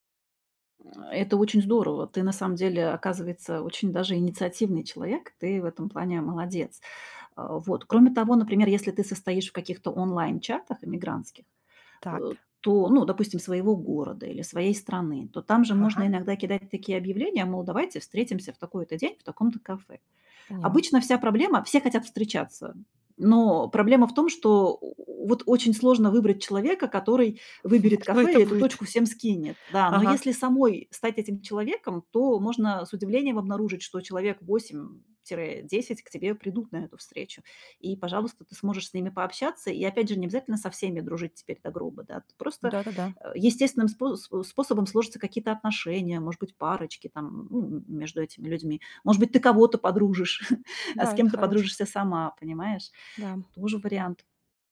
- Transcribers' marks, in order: chuckle; laughing while speaking: "Кто это будет?"; chuckle
- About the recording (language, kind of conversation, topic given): Russian, advice, Какие трудности возникают при попытках завести друзей в чужой культуре?